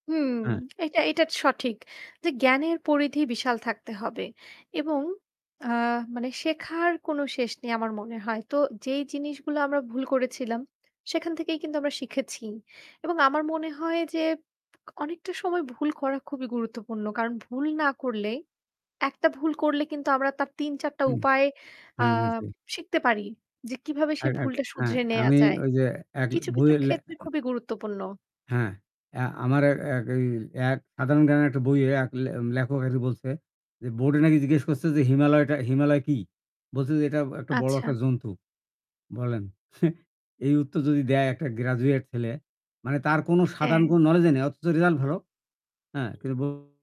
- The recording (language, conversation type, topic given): Bengali, unstructured, শিক্ষাজীবনে ভুল থেকে শেখা কেন গুরুত্বপূর্ণ?
- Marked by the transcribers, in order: other background noise; static; scoff; in English: "graduate"; in English: "knowledge"; distorted speech